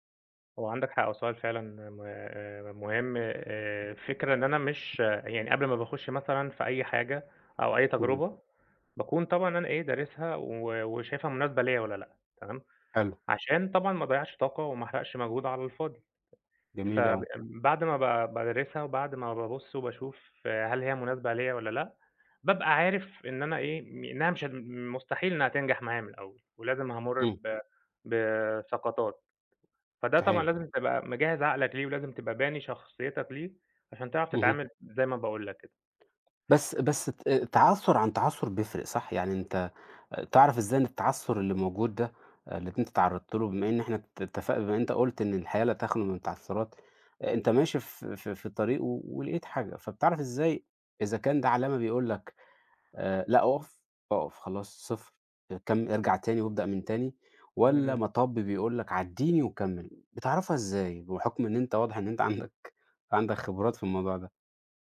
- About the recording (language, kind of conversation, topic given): Arabic, podcast, إزاي بتتعامل مع الفشل لما بيحصل؟
- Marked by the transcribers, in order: tapping; laughing while speaking: "عندك"